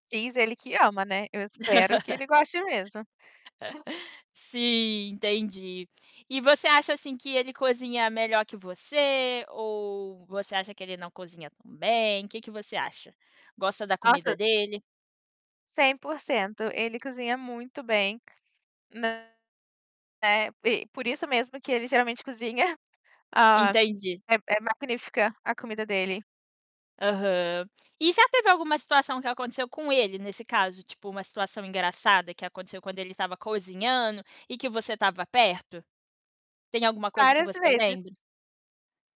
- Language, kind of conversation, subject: Portuguese, podcast, Que história engraçada aconteceu com você enquanto estava cozinhando?
- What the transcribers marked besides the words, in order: laugh; tapping; distorted speech